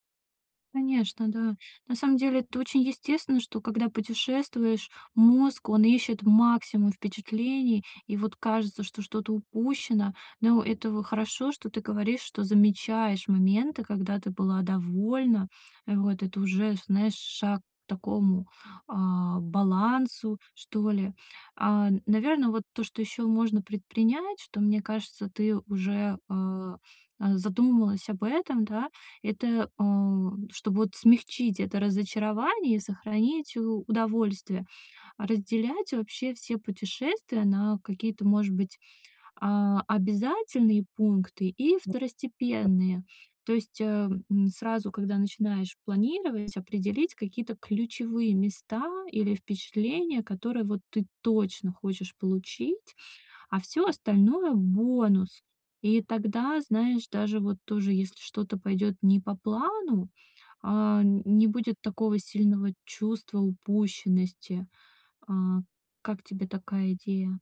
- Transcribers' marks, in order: tapping; "это" said as "этово"; other noise
- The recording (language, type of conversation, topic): Russian, advice, Как лучше планировать поездки, чтобы не терять время?